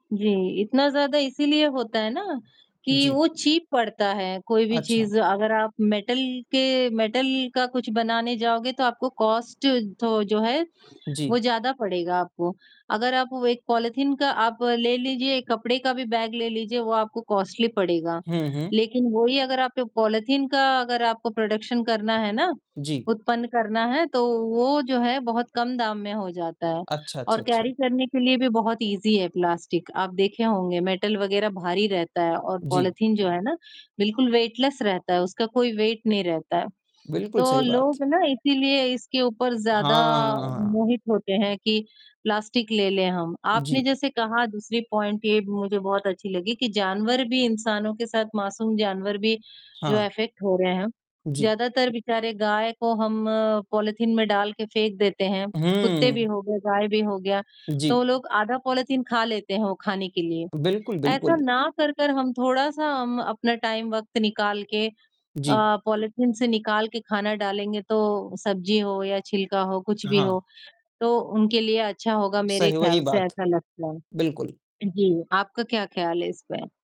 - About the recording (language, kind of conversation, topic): Hindi, unstructured, प्लास्टिक प्रदूषण से प्रकृति को कितना नुकसान होता है?
- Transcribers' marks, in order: distorted speech; in English: "चीप"; in English: "मेटल"; in English: "मेटल"; in English: "कॉस्ट"; in English: "पॉलिथीन"; in English: "कॉस्टली"; in English: "पॉलिथीन"; in English: "प्रोडक्शन"; in English: "कैरी"; in English: "इज़ी"; in English: "प्लास्टिक"; in English: "मेटल"; in English: "पॉलिथीन"; in English: "वेटलेस"; in English: "वेट"; in English: "पॉइंट"; tapping; in English: "अफ़ेक्ट"; in English: "पॉलिथीन"; in English: "पॉलिथीन"; in English: "टाइम"; in English: "पॉलिथीन"